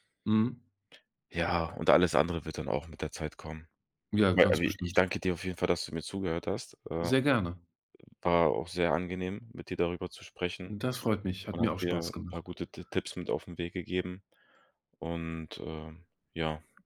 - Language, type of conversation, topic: German, advice, Wie ist dein Alltag durch eine Krise oder eine unerwartete große Veränderung durcheinandergeraten?
- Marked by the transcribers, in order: other background noise